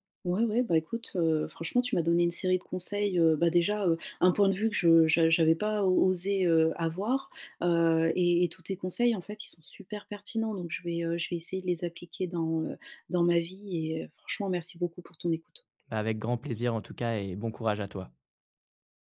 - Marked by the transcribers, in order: other background noise
- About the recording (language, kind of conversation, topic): French, advice, Comment puis-je vraiment me détendre chez moi ?